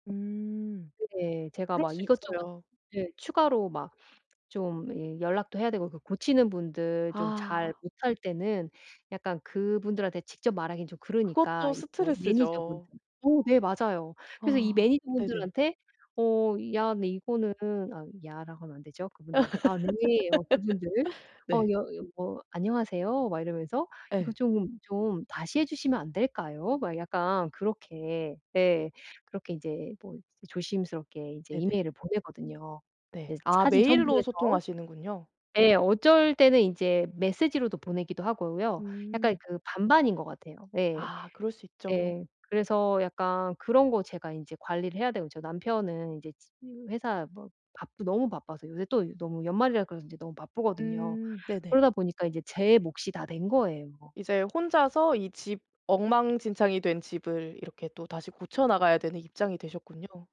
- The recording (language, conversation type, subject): Korean, advice, 간단하게 할 수 있는 스트레스 해소 운동에는 어떤 것들이 있나요?
- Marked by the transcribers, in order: other background noise; laugh; unintelligible speech; tapping